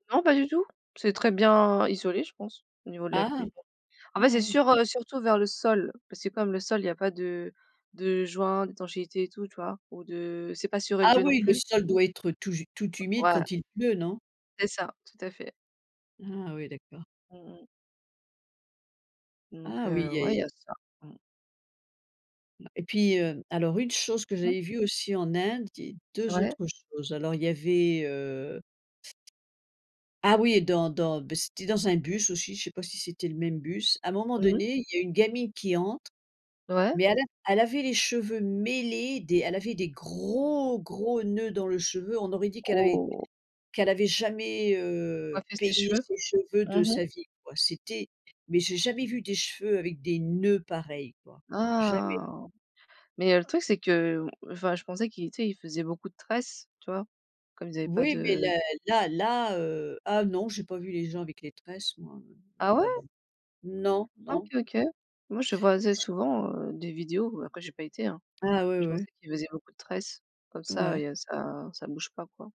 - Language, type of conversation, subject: French, unstructured, Qu’est-ce qui rend un voyage vraiment inoubliable ?
- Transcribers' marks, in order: other background noise; tapping; stressed: "mêlés"; stressed: "gros gros"; stressed: "noeuds"; drawn out: "Ah"; "voyais" said as "voisais"